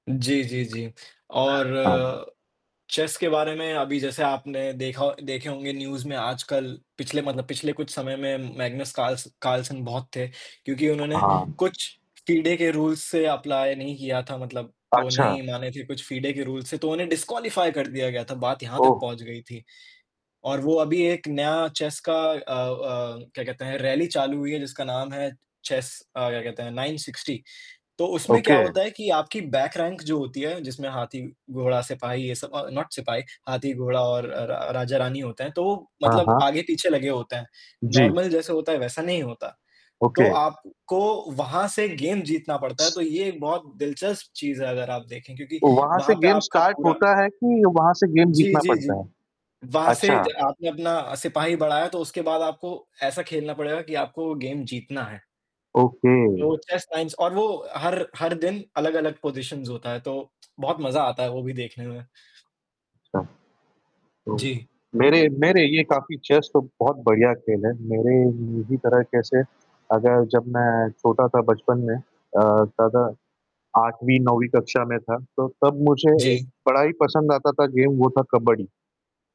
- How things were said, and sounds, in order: static; tapping; other background noise; distorted speech; in English: "न्यूज़"; in English: "रूल्स"; in English: "अप्लाई"; in English: "रूल्स"; in English: "डिसक्वालिफ़ाई"; in English: "रैली"; in English: "नाइन सिक्स्टी"; in English: "ओके"; in English: "बैक रैंक"; in English: "नॉट"; in English: "नॉर्मल"; in English: "ओके"; in English: "गेम"; in English: "गेम स्टार्ट"; in English: "गेम"; in English: "गेम"; in English: "ओके"; in English: "टाइम्स"; in English: "पोज़ीशंस"; other noise; in English: "गेम"
- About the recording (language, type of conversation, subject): Hindi, unstructured, आपके लिए सबसे खास खेल कौन से हैं और क्यों?
- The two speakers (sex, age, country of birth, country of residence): male, 20-24, India, Finland; male, 35-39, India, India